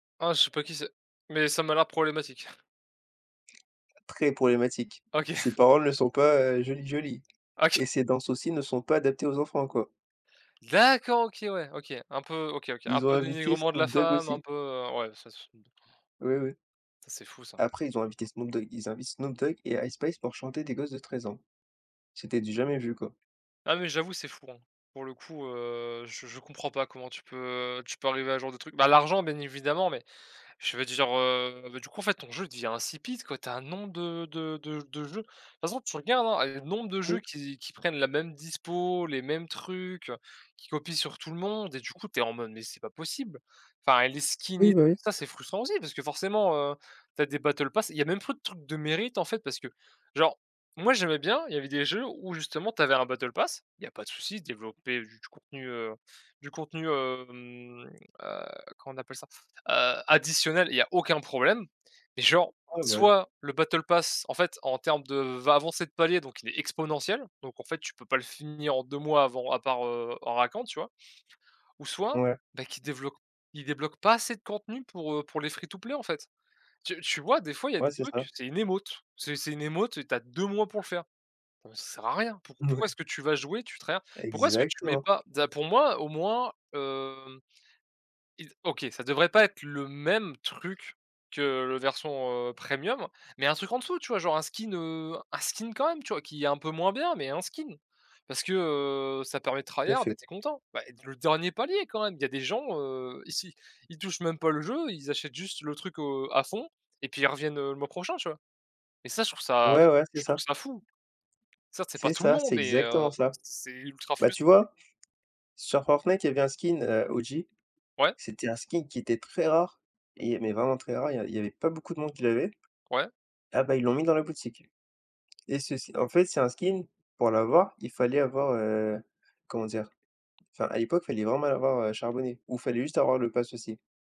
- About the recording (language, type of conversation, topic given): French, unstructured, Qu’est-ce qui te frustre le plus dans les jeux vidéo aujourd’hui ?
- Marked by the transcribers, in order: chuckle; other background noise; laughing while speaking: "OK"; stressed: "l'argent"; tapping; in English: "battle Pass"; in English: "battle Pass"; drawn out: "hem"; in English: "battle Pass"; laughing while speaking: "Mouais"; in English: "try hard"; in English: "try hard"; in English: "OG"